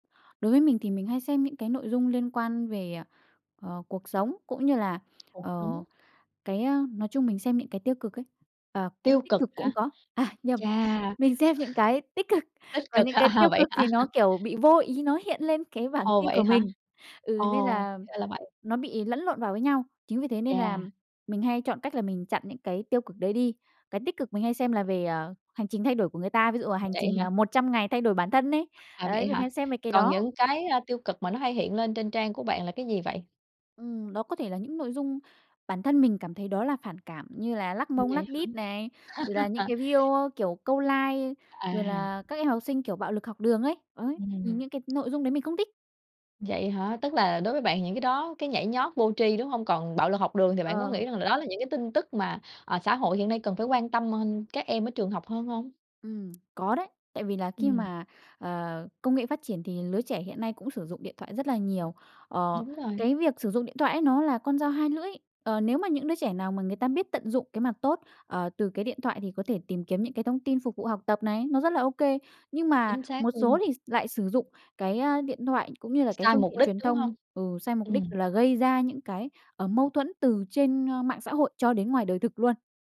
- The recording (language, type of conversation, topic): Vietnamese, podcast, Theo bạn, mạng xã hội đã thay đổi cách chúng ta thưởng thức giải trí như thế nào?
- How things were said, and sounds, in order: tapping; laughing while speaking: "à, nhầm mình xem những cái tích cực"; other background noise; laughing while speaking: "ha ha, vậy hả?"; unintelligible speech; laugh; in English: "like"; unintelligible speech